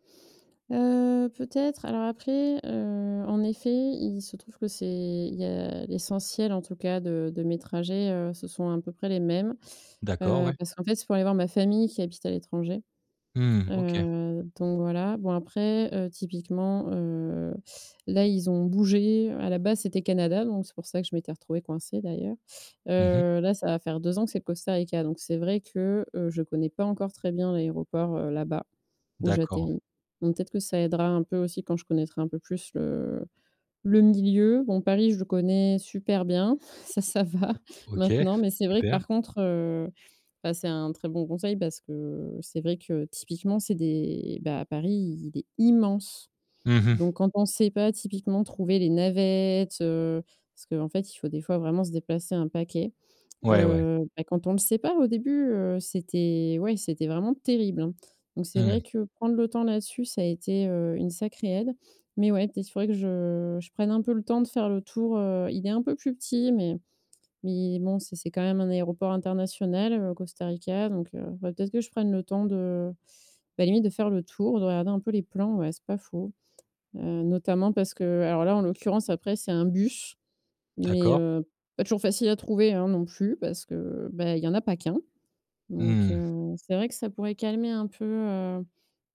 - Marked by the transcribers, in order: other background noise; laughing while speaking: "ça, ça va"; stressed: "immense"; drawn out: "navettes"
- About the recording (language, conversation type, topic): French, advice, Comment réduire mon anxiété lorsque je me déplace pour des vacances ou des sorties ?